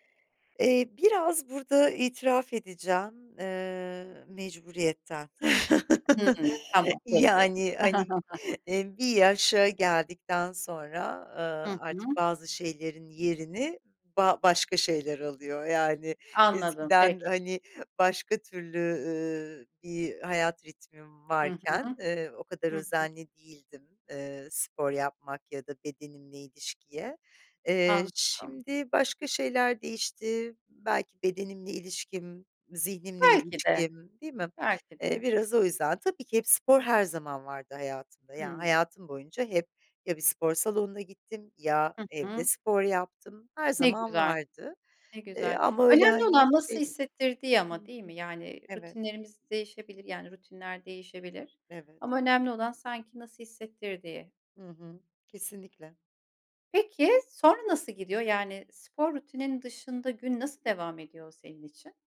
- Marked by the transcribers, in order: laugh; chuckle
- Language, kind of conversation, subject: Turkish, podcast, Sabah rutinin nasıl?